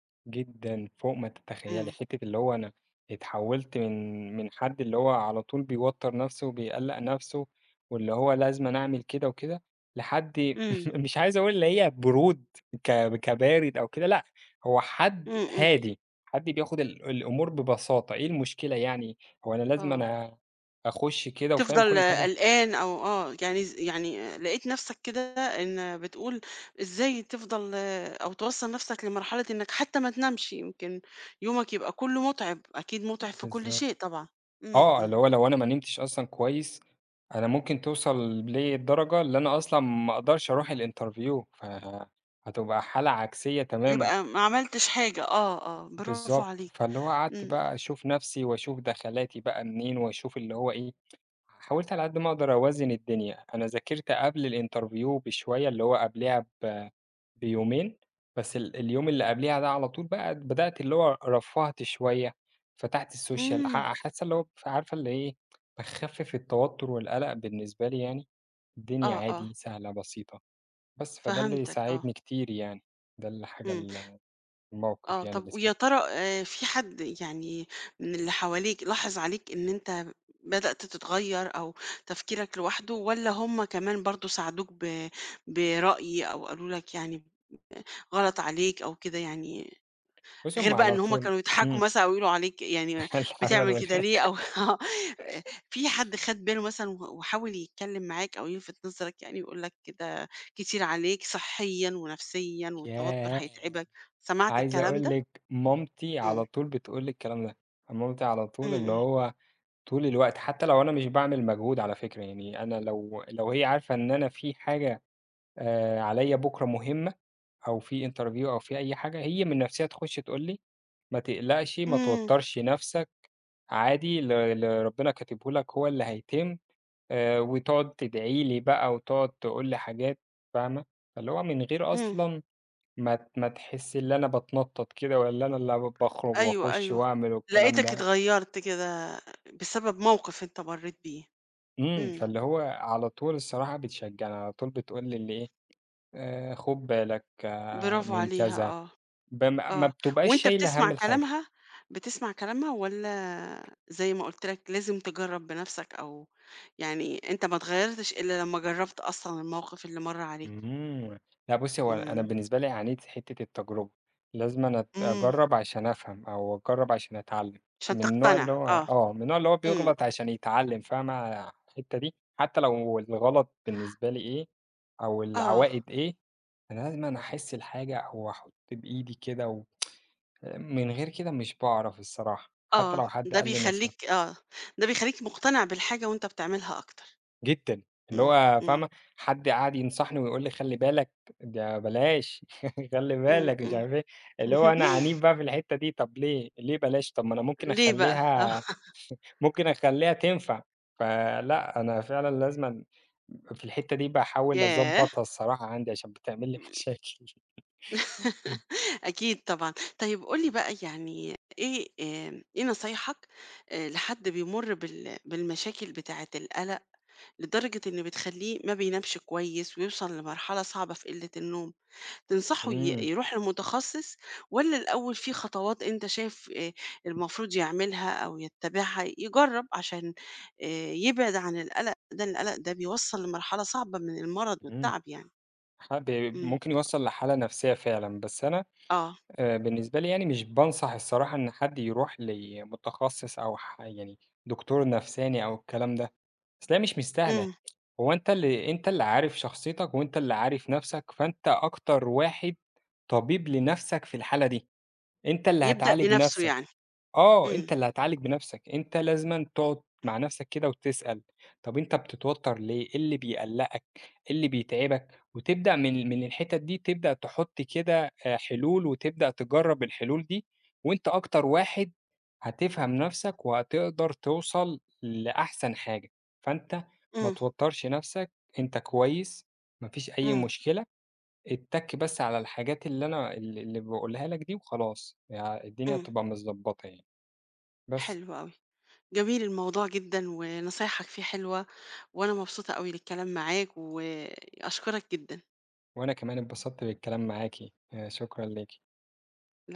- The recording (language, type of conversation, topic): Arabic, podcast, إزاي بتتعامل مع القلق اللي بيمنعك من النوم؟
- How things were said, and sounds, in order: chuckle; other background noise; tapping; in English: "الinterview"; tsk; in English: "الinterview"; in English: "الsocial"; laughing while speaking: "إيه العمل و"; laughing while speaking: "أو آه"; laugh; in English: "interview"; tsk; chuckle; chuckle; laughing while speaking: "آه"; chuckle; other noise; laugh; laughing while speaking: "مشاكل"; unintelligible speech